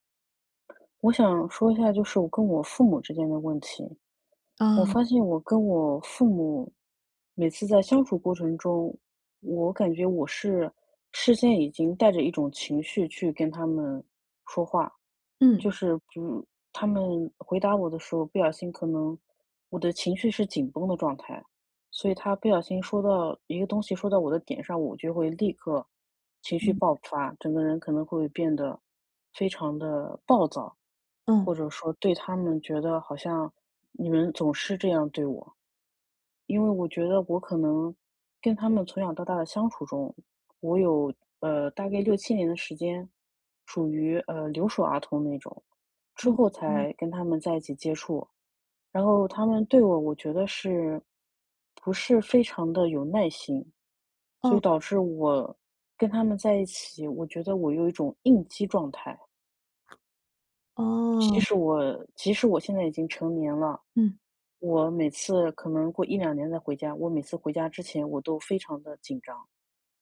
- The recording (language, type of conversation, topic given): Chinese, advice, 情绪触发与行为循环
- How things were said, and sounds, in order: other background noise; tapping